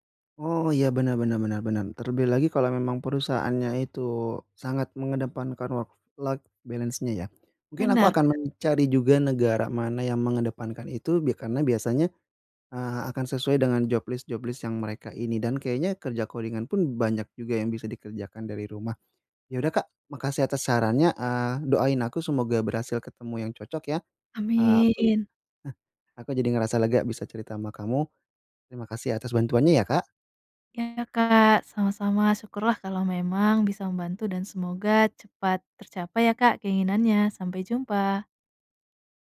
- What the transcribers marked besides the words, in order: other background noise; in English: "work-lak balance-nya"; "work-life" said as "work-lak"; in English: "job list job list"; in English: "coding-an"
- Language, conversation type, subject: Indonesian, advice, Bagaimana cara memulai transisi karier ke pekerjaan yang lebih bermakna meski saya takut memulainya?